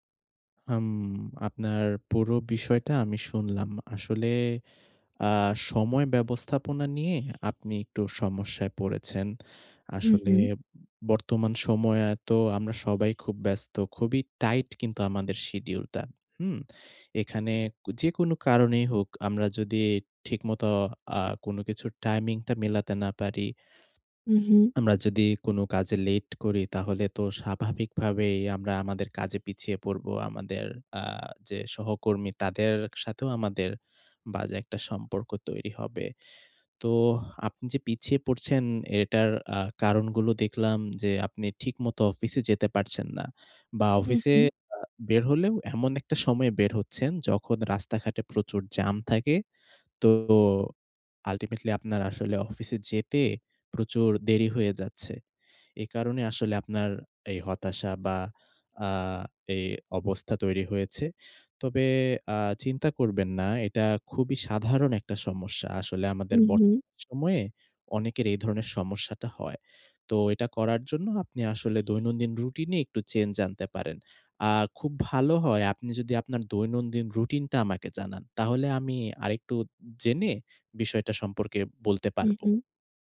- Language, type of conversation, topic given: Bengali, advice, ক্রমাগত দেরি করার অভ্যাস কাটাতে চাই
- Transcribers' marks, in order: horn